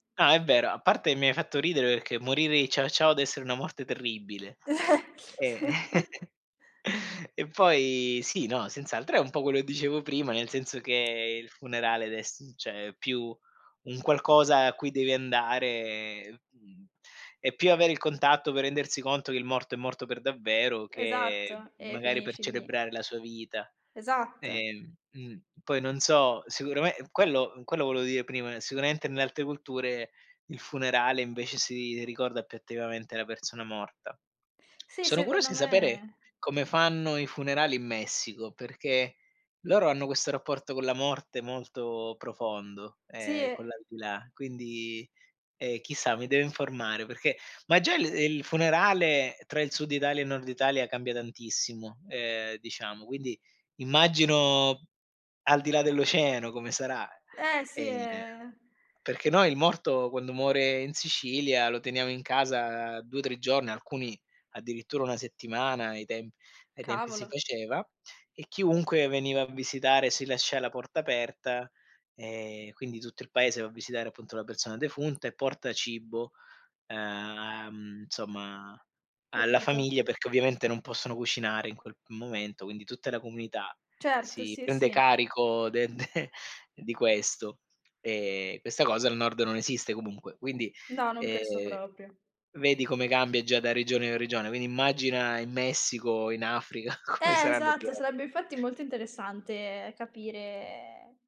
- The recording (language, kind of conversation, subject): Italian, unstructured, È giusto nascondere ai bambini la verità sulla morte?
- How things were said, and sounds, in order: chuckle; chuckle; "cioè" said as "ceh"; "attivamente" said as "attevamente"; tapping; "insomma" said as "nsomma"; laughing while speaking: "de"; laughing while speaking: "Africa come"; drawn out: "capire"